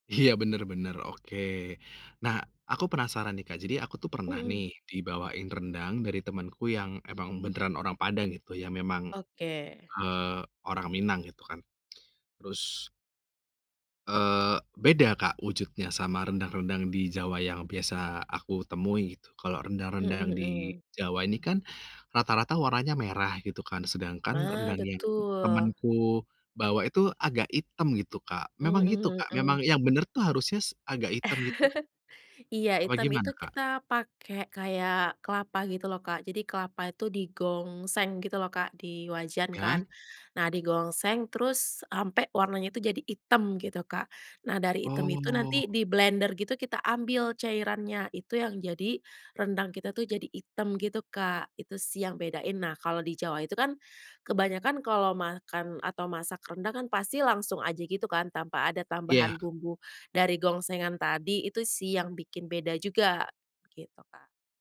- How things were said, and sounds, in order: laughing while speaking: "Iya"; laugh
- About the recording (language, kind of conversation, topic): Indonesian, podcast, Makanan apa yang menurutmu paling mewakili identitas kampung atau kota kelahiranmu?